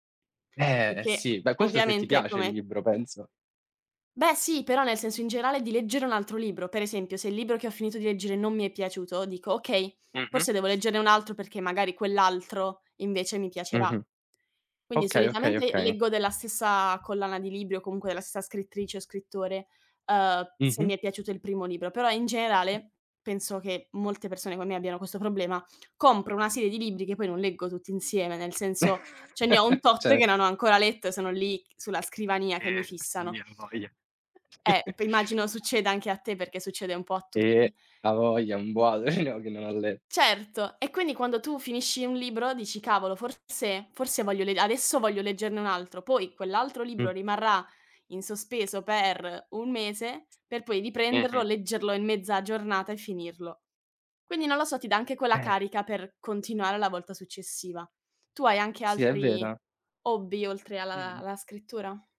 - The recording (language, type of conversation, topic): Italian, unstructured, Come ti senti dopo una bella sessione del tuo hobby preferito?
- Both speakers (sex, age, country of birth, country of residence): female, 20-24, Italy, Italy; male, 20-24, Italy, Italy
- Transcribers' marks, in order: other background noise; tapping; laugh; chuckle; laughing while speaking: "ce"